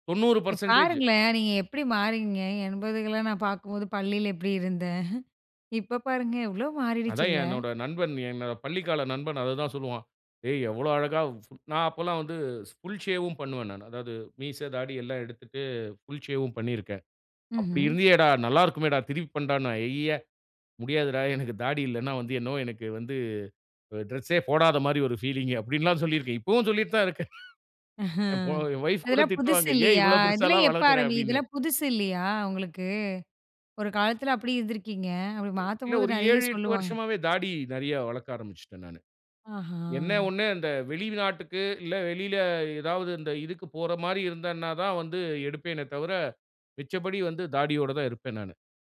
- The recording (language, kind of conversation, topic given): Tamil, podcast, நீங்கள் உங்கள் ஸ்டைலை எப்படி வர்ணிப்பீர்கள்?
- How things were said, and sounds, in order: chuckle; in English: "புல் ஷேவ்வும்"; chuckle; in English: "பீலிங்கு"; laughing while speaking: "இப்பவும் சொல்லிட்டுத் தான் இருக்கேன். என் … பெருசால்லாம் வளர்க்குற அப்டின்னு"; chuckle